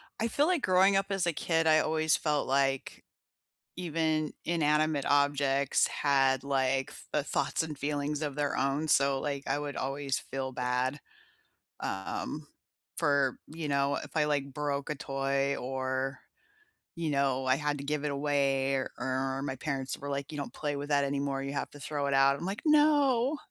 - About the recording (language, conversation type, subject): English, unstructured, Which animated movies still move you as an adult, and what memories or meanings do you associate with them?
- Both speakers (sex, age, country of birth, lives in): female, 50-54, United States, United States; female, 50-54, United States, United States
- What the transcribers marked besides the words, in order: tapping; other background noise